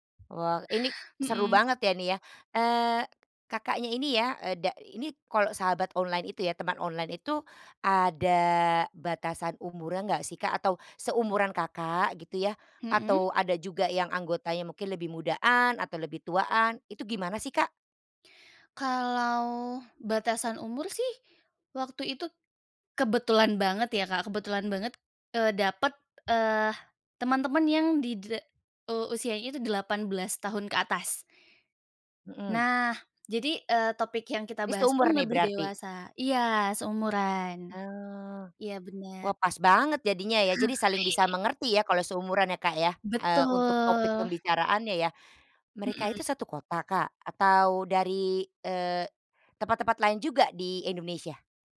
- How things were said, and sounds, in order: chuckle; drawn out: "Betul"
- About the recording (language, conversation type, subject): Indonesian, podcast, Bagaimana menurut kamu pertemanan daring dibandingkan dengan pertemanan di dunia nyata?